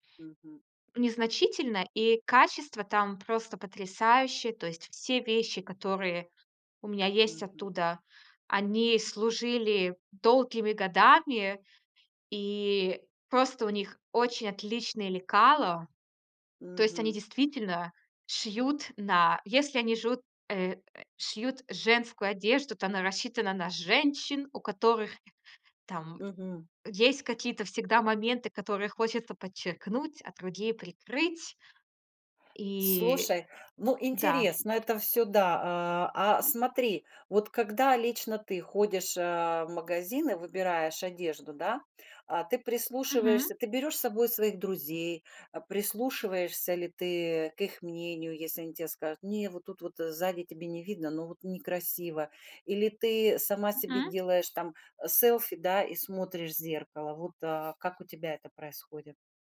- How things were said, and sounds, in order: tapping
- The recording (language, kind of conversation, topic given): Russian, podcast, Как выбирать одежду, чтобы она повышала самооценку?